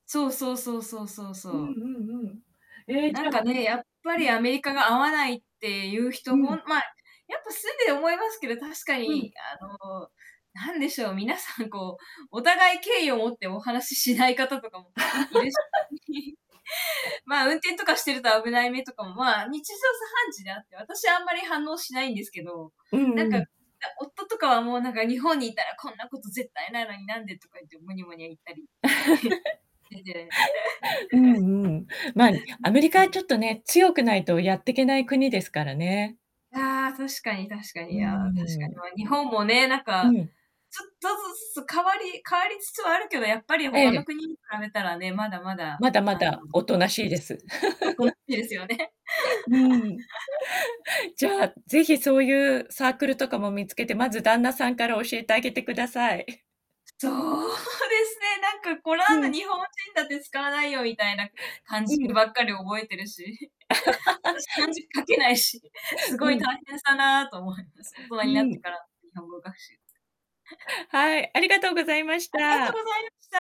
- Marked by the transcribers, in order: laugh; distorted speech; laughing while speaking: "いるし"; chuckle; laugh; scoff; chuckle; other background noise; laugh; unintelligible speech; chuckle; laugh; chuckle; laughing while speaking: "そうですね"; laugh; chuckle; chuckle; tapping
- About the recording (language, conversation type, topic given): Japanese, unstructured, ボランティア活動に参加したことはありますか？